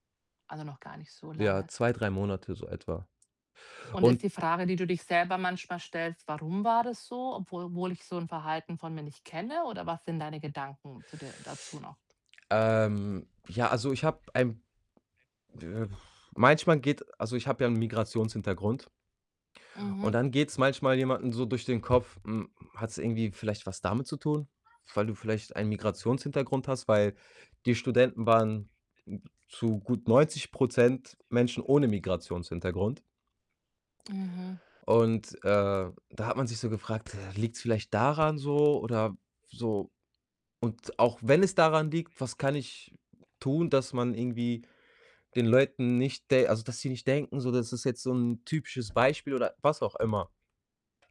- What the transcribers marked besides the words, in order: distorted speech; other background noise; blowing; background speech; tapping
- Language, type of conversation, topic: German, advice, Warum fühle ich mich bei Feiern oft ausgeschlossen und unwohl?
- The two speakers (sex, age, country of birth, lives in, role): female, 40-44, Germany, Germany, advisor; male, 25-29, Germany, Germany, user